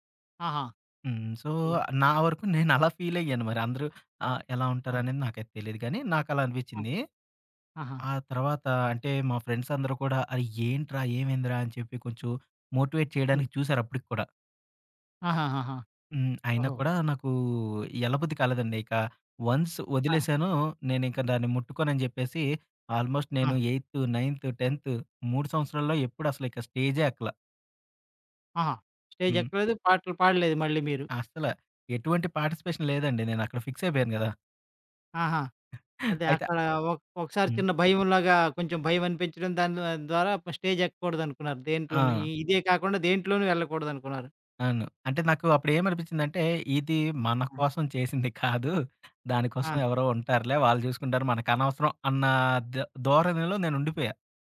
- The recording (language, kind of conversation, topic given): Telugu, podcast, ఆత్మవిశ్వాసం తగ్గినప్పుడు దానిని మళ్లీ ఎలా పెంచుకుంటారు?
- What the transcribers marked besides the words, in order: in English: "సో"; in English: "ఫ్రెండ్స్"; in English: "మోటివేట్"; in English: "వన్స్"; in English: "ఆల్‌మోస్ట్"; other background noise; in English: "పార్టిసిపేషన్"; giggle; giggle